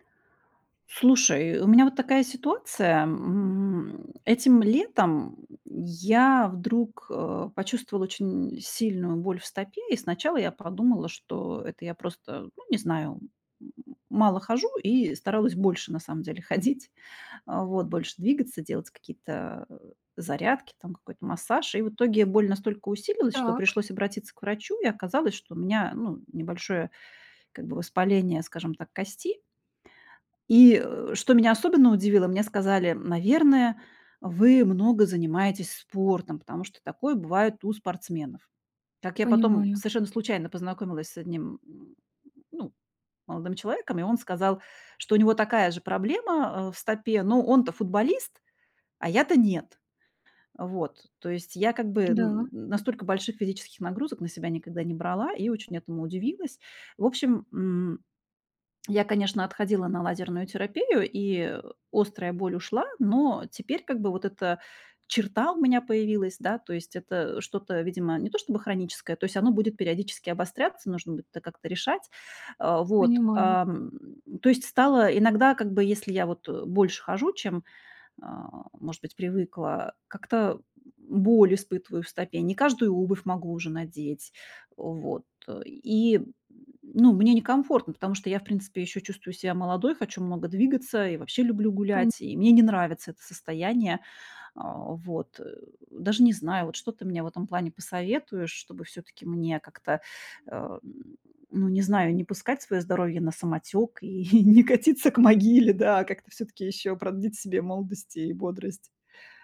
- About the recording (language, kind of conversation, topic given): Russian, advice, Как внезапная болезнь или травма повлияла на ваши возможности?
- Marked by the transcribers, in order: laughing while speaking: "ходить"; other background noise; laughing while speaking: "не катиться к могиле, да"